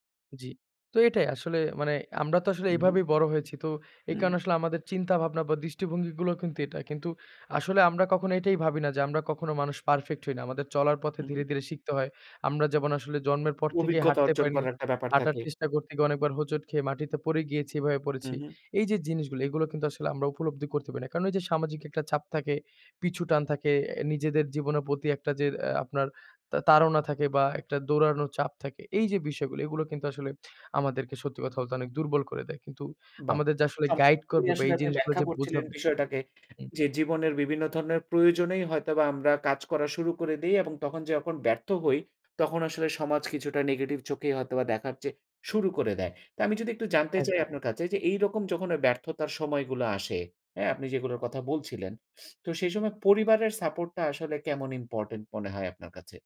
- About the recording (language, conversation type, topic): Bengali, podcast, শেখার সময় ভুলকে তুমি কীভাবে দেখো?
- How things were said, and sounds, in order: none